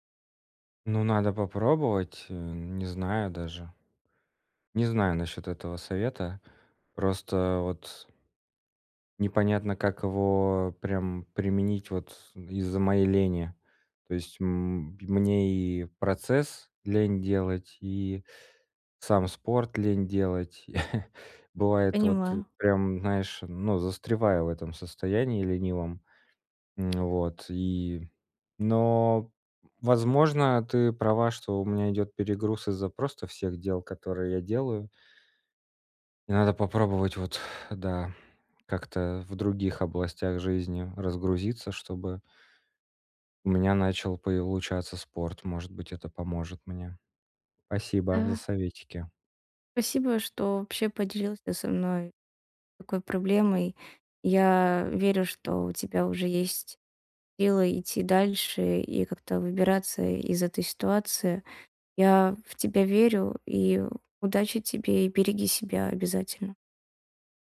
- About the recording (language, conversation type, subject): Russian, advice, Как поддерживать мотивацию и дисциплину, когда сложно сформировать устойчивую привычку надолго?
- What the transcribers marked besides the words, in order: chuckle; tapping; exhale; "получаться" said as "поилучатьяс"